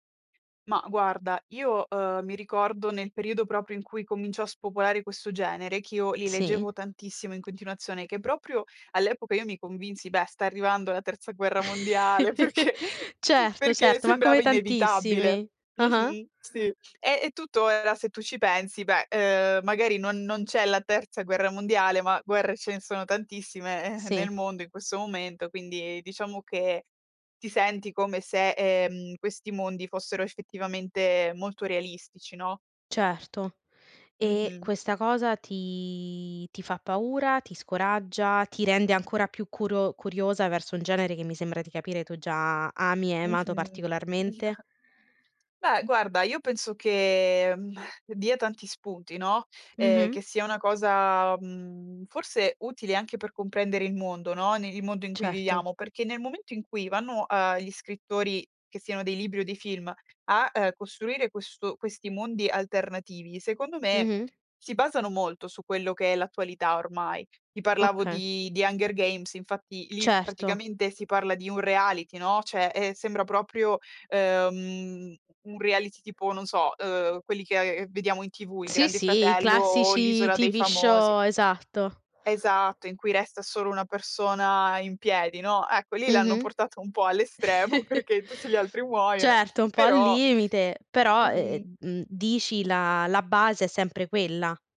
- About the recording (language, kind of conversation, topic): Italian, podcast, Come si costruisce un mondo credibile in un film?
- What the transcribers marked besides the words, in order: tapping; chuckle; laughing while speaking: "perché"; drawn out: "ti"; other background noise; chuckle; sigh; tsk; "Cioè" said as "ceh"; "che" said as "cheae"; laughing while speaking: "estremo"; chuckle